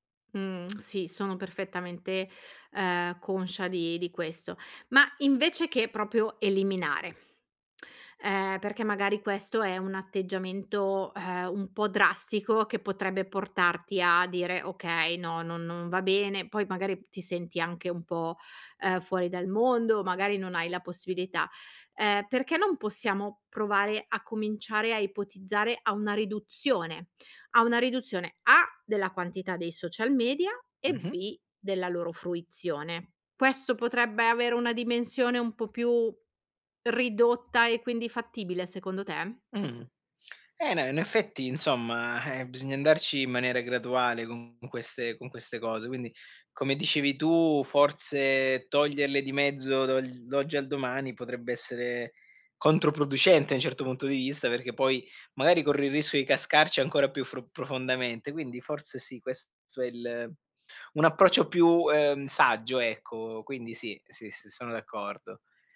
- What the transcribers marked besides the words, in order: tsk; "proprio" said as "propio"; tsk; tapping
- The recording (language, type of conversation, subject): Italian, advice, Come posso liberarmi dall’accumulo di abbonamenti e file inutili e mettere ordine nel disordine digitale?